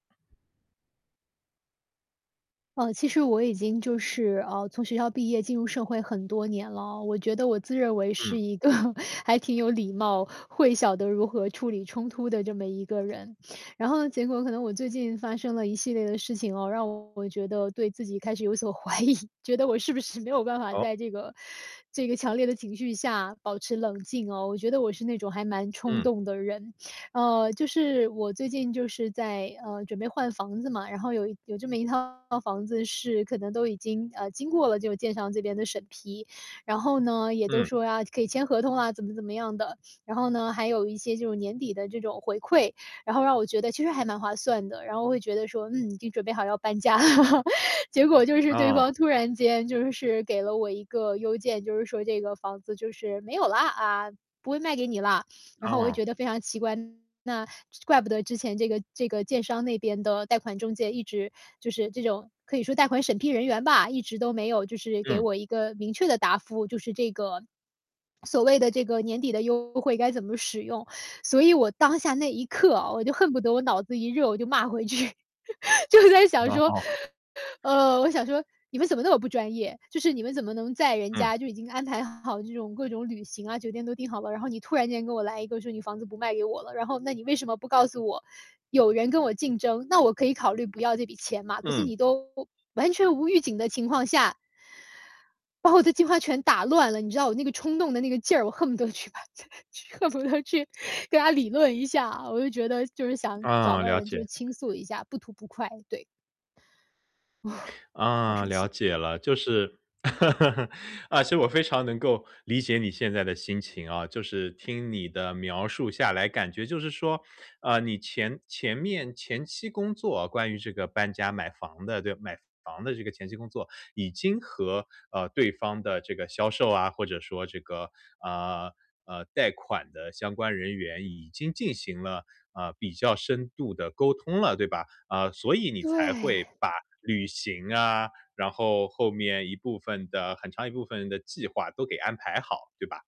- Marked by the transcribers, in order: laughing while speaking: "一个"; distorted speech; laughing while speaking: "怀疑"; laughing while speaking: "了"; laugh; swallow; laughing while speaking: "回去，就是在想说"; laugh; laughing while speaking: "把他 去 恨不得去"; static; exhale; laugh
- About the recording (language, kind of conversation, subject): Chinese, advice, 我在冲动时怎样才能更快冷静下来？